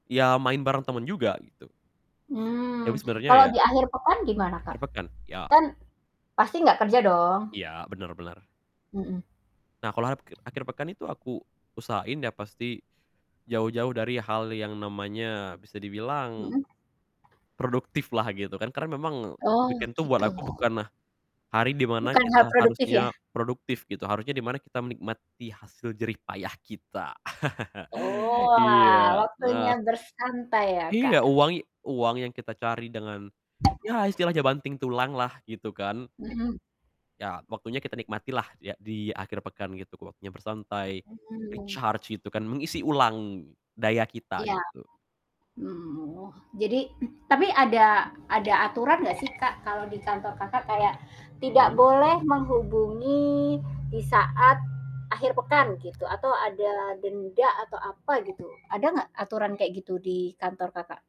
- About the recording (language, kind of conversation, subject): Indonesian, podcast, Bagaimana kamu mengatur waktu antara pekerjaan dan urusan rumah tangga?
- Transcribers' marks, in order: static; other background noise; in English: "weekend"; tapping; laugh; in English: "recharge"; throat clearing; mechanical hum; other street noise; drawn out: "menghubungi"